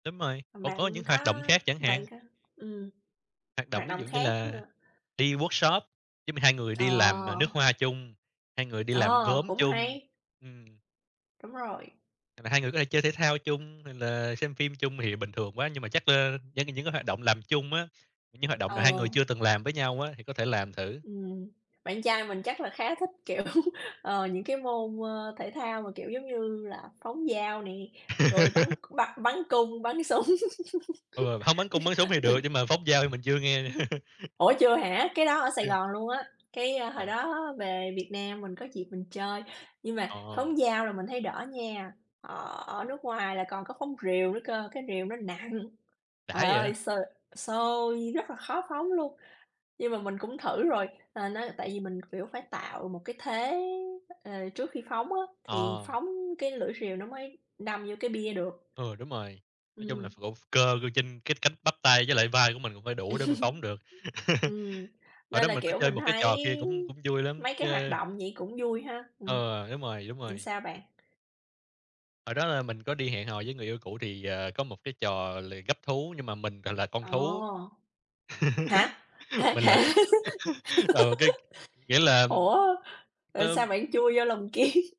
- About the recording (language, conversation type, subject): Vietnamese, unstructured, Bạn cảm thấy thế nào khi người yêu bất ngờ tổ chức một buổi hẹn hò lãng mạn?
- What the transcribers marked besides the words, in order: other background noise; tapping; in English: "workshop"; laughing while speaking: "kiểu"; laugh; laughing while speaking: "súng"; laugh; laugh; laughing while speaking: "Thật hả?"; laugh; laughing while speaking: "kiếng?"